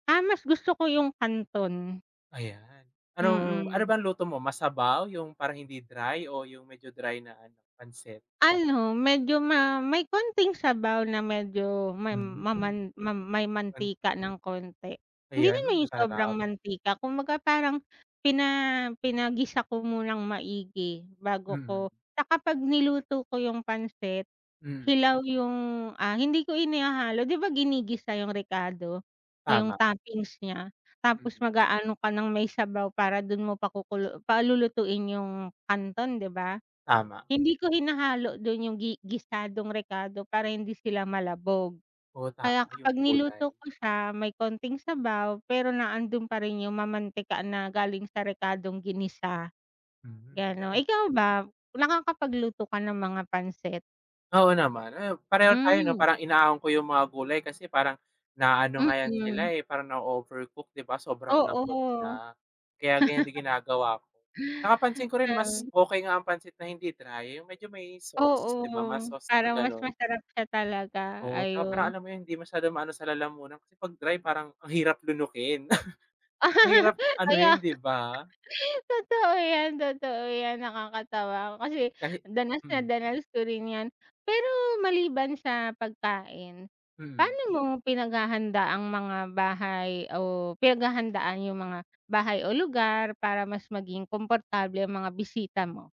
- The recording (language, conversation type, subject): Filipino, unstructured, Paano mo inihahanda ang isang espesyal na handa para sa mga bisita?
- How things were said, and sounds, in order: other background noise; chuckle; chuckle